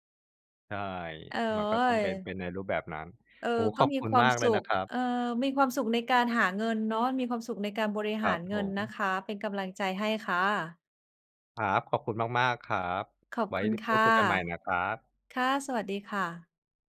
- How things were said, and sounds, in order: none
- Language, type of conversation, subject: Thai, unstructured, ทำไมคนเรามักชอบใช้เงินกับสิ่งที่ทำให้ตัวเองมีความสุข?